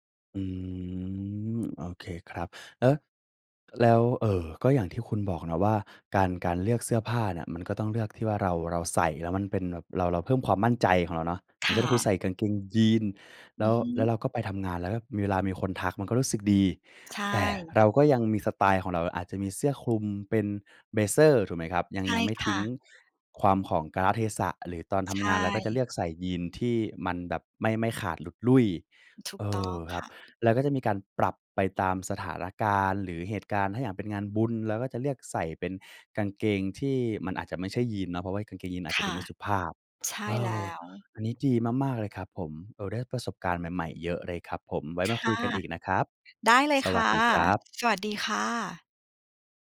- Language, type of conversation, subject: Thai, podcast, สไตล์การแต่งตัวของคุณบอกอะไรเกี่ยวกับตัวคุณบ้าง?
- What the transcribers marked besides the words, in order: drawn out: "อืม"; tapping; in English: "เบลเซอร์"; other background noise